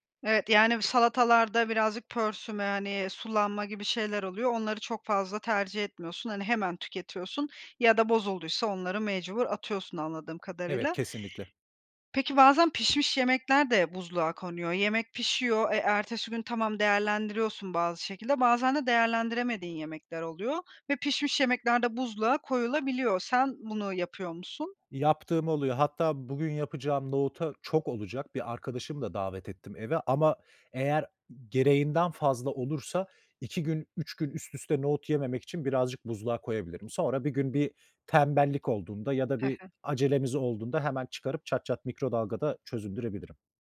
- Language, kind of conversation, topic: Turkish, podcast, Artan yemekleri yaratıcı şekilde değerlendirmek için hangi taktikleri kullanıyorsun?
- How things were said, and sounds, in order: other background noise